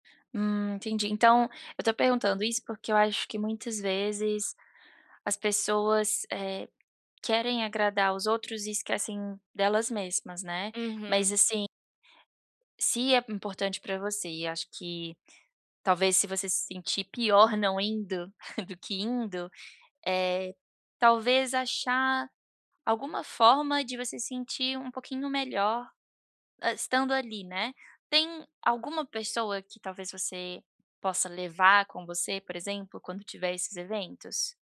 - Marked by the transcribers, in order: tapping; chuckle
- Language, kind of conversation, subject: Portuguese, advice, Como posso lidar com a ansiedade antes e durante eventos e reuniões sociais?